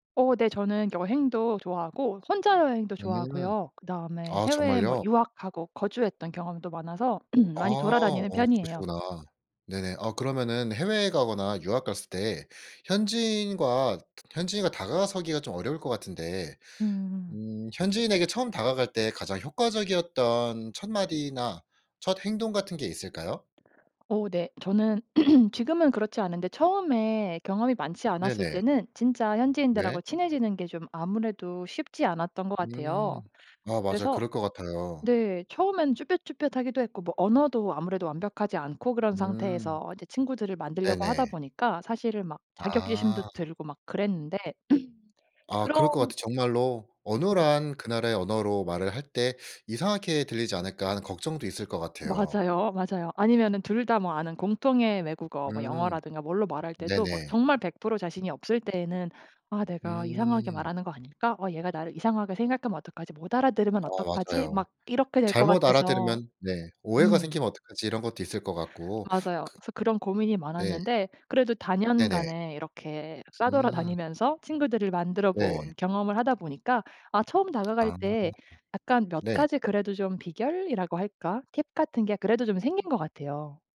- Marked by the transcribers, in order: other background noise; throat clearing; tapping; other noise; throat clearing; throat clearing
- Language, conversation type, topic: Korean, podcast, 현지인들과 친해지는 비결이 뭐였나요?